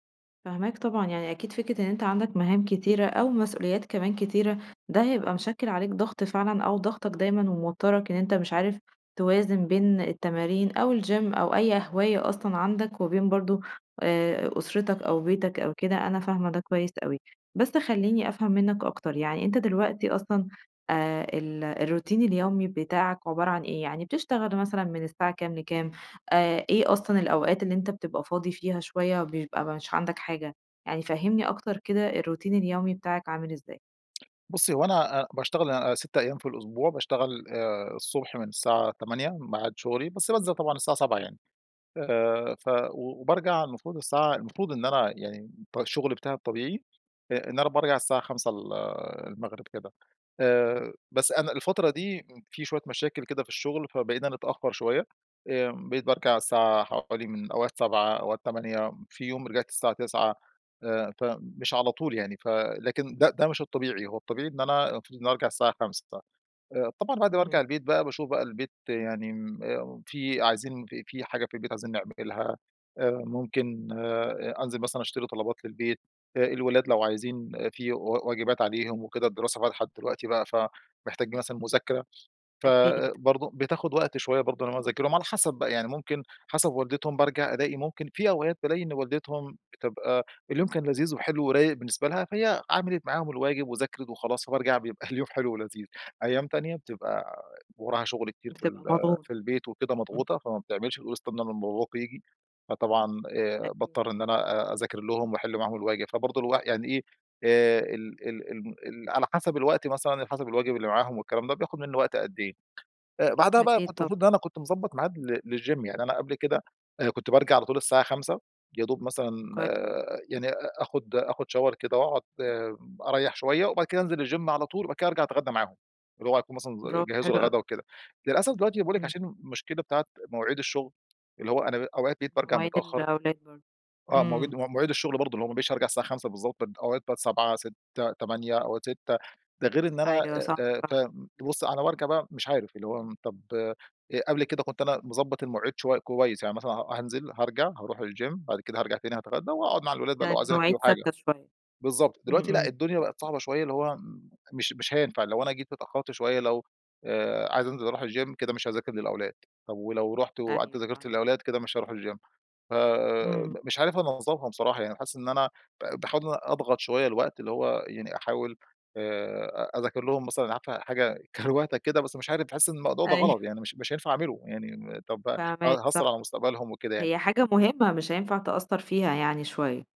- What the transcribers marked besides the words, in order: other background noise; in English: "الgym"; other street noise; tapping; unintelligible speech; laughing while speaking: "اليوم حلو ولذيذ"; unintelligible speech; in English: "للgym"; in English: "shower"; in English: "الgym"; in English: "الgym"; in English: "الgym"; in English: "الgym"
- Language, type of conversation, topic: Arabic, advice, إزاي أقدر أوازن بين التمرين والشغل ومسؤوليات البيت؟